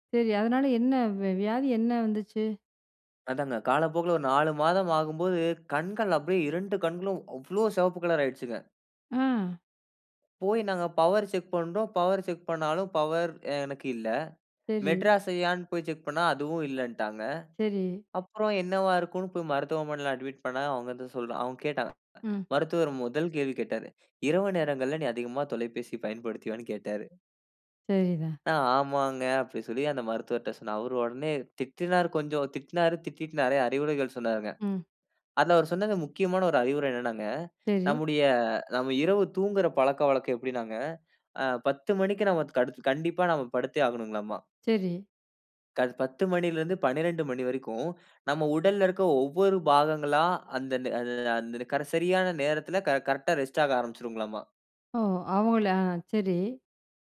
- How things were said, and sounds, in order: in English: "மெட்ராஸ் ஐ யான்னு"; other background noise
- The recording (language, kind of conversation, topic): Tamil, podcast, திரை நேரத்தை எப்படிக் குறைக்கலாம்?